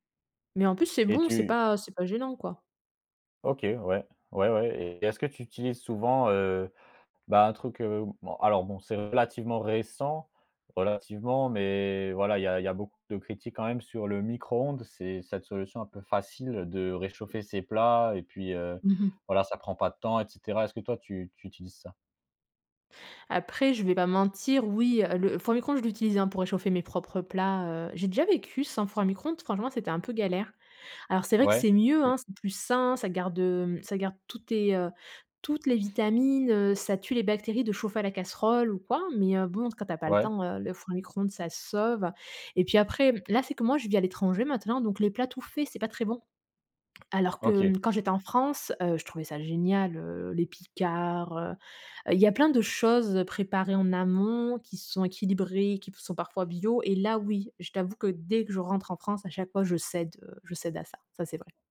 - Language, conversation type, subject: French, podcast, Comment t’organises-tu pour cuisiner quand tu as peu de temps ?
- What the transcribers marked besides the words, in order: none